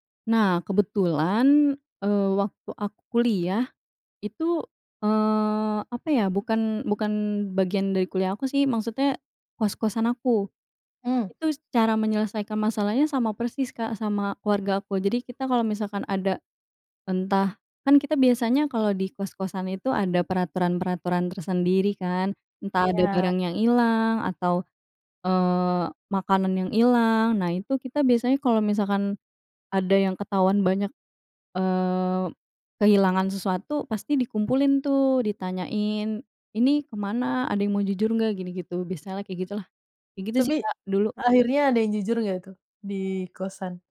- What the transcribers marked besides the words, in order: tapping
- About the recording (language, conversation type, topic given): Indonesian, podcast, Bagaimana kalian biasanya menyelesaikan konflik dalam keluarga?